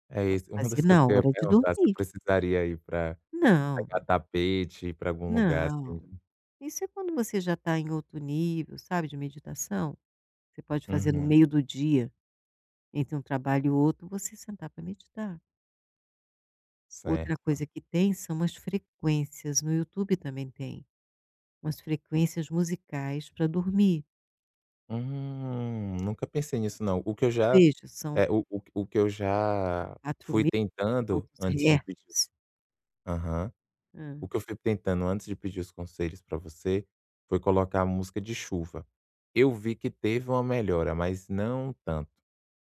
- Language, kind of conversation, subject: Portuguese, advice, Por que não consigo relaxar em casa quando tenho pensamentos acelerados?
- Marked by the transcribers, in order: other background noise; tapping; drawn out: "Hum"; unintelligible speech